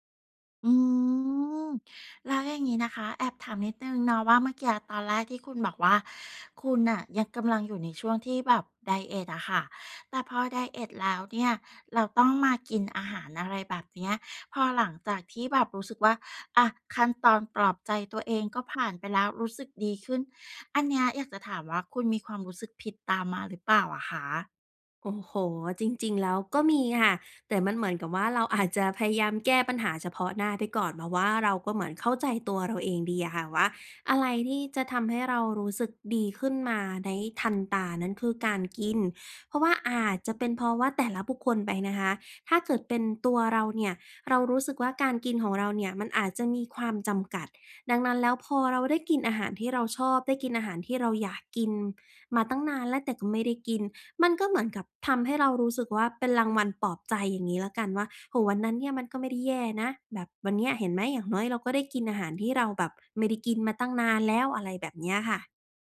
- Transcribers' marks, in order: laughing while speaking: "อาจ"
- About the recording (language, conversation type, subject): Thai, podcast, ในช่วงเวลาที่ย่ำแย่ คุณมีวิธีปลอบใจตัวเองอย่างไร?